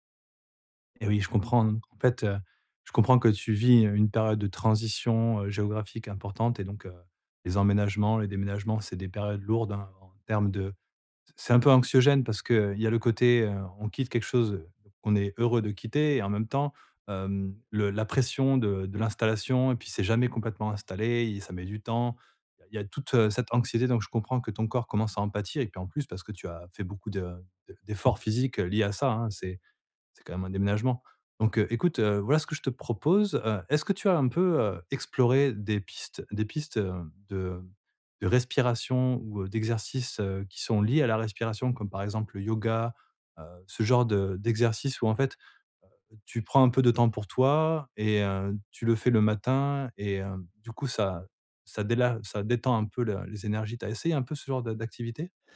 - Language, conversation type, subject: French, advice, Comment la respiration peut-elle m’aider à relâcher la tension corporelle ?
- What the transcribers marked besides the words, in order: none